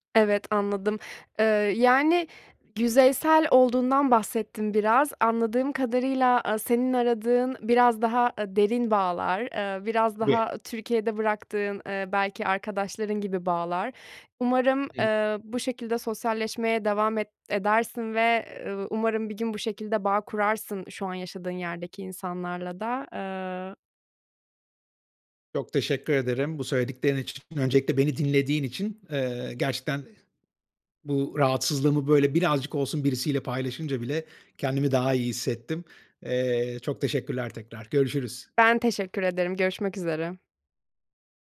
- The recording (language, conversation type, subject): Turkish, advice, Sosyal hayat ile yalnızlık arasında denge kurmakta neden zorlanıyorum?
- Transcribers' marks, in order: other background noise